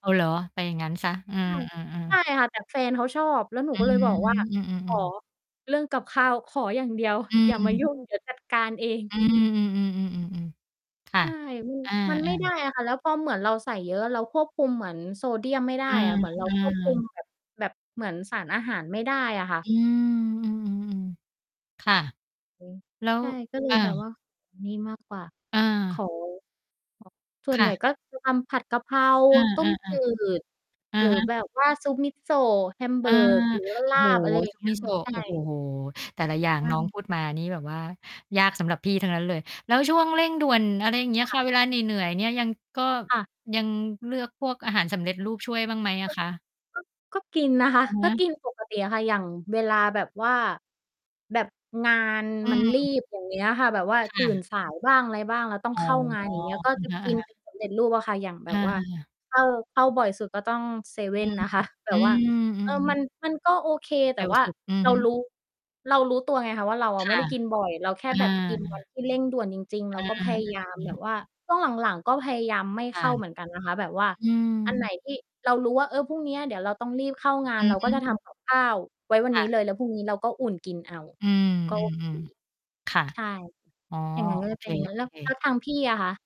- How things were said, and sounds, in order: distorted speech; mechanical hum; laughing while speaking: "เดียว"; laughing while speaking: "เอง"; static; tapping
- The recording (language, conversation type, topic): Thai, unstructured, คุณชอบทำอาหารเองหรือซื้ออาหารสำเร็จรูปมากกว่ากัน?